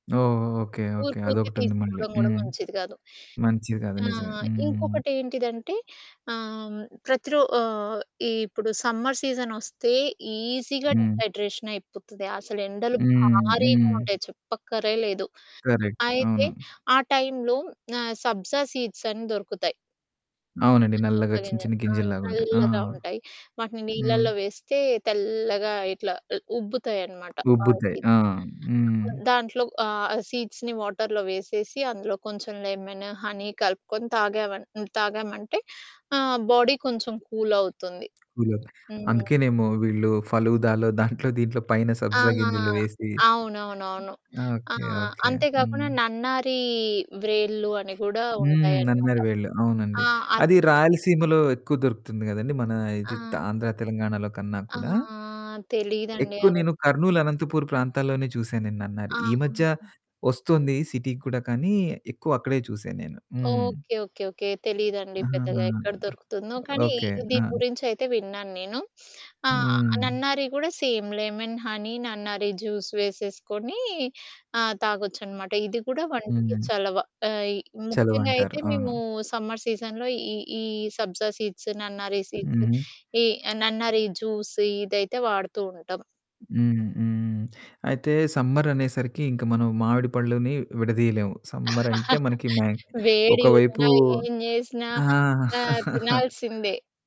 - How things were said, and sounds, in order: other background noise; in English: "సమ్మర్"; in English: "ఈజీగా డీహైడ్రేషన్"; in English: "కరెక్ట్"; in English: "సీడ్స్"; distorted speech; in English: "సీడ్స్‌ని వాటర్‌లో"; in English: "లెమన్, హనీ"; in English: "బాడీ"; drawn out: "ఆహ్"; in English: "సేమ్ లెమన్, హనీ"; in English: "జ్యూస్"; in English: "సమ్మర్ సీజన్‌లో"; in English: "సీడ్స్"; in English: "సీడ్స్"; in English: "జ్యూస్"; in English: "సమ్మర్"; chuckle; in English: "సమ్మర్"; chuckle
- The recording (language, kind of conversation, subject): Telugu, podcast, ఋతువులనుబట్టి మారే వంటకాలు, ఆచారాల గురించి మీ అనుభవం ఏమిటి?